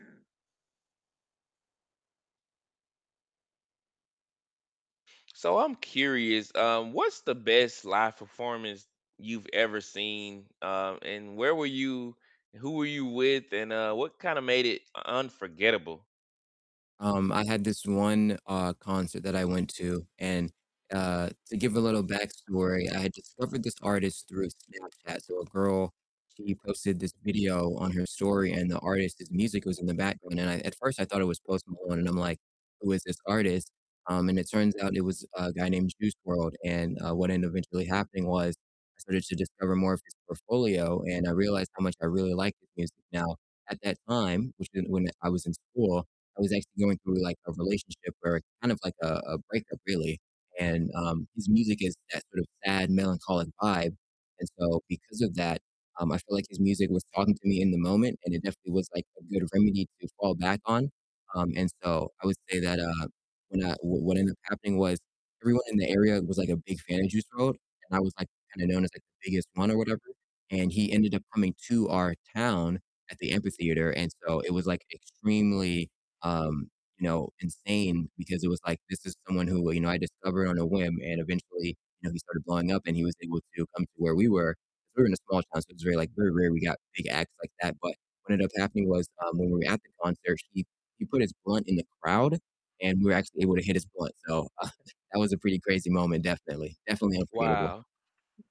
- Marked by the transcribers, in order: other background noise; distorted speech; laughing while speaking: "uh"
- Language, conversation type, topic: English, unstructured, What is the best live performance you have ever seen, and where were you, who were you with, and what made it unforgettable?